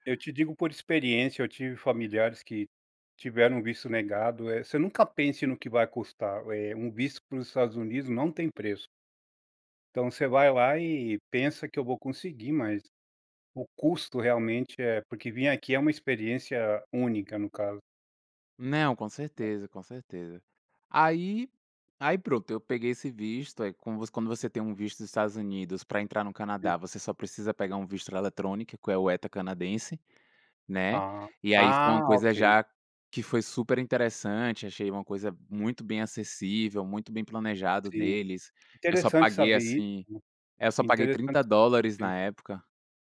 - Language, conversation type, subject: Portuguese, podcast, Como uma experiência de viagem mudou a sua forma de ver outra cultura?
- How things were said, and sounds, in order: other background noise; tapping